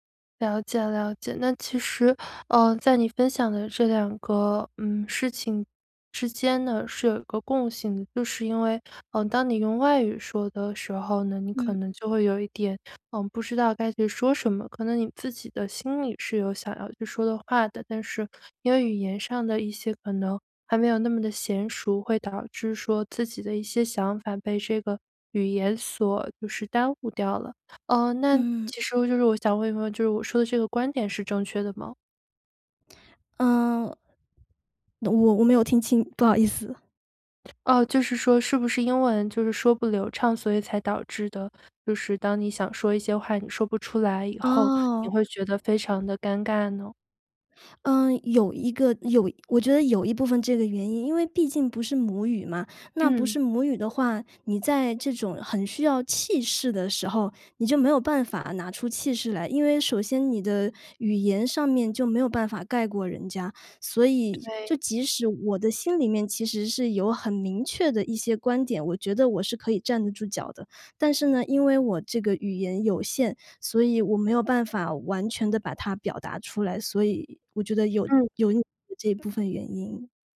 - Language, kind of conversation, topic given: Chinese, advice, 我害怕公开演讲、担心出丑而不敢发言，该怎么办？
- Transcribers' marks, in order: unintelligible speech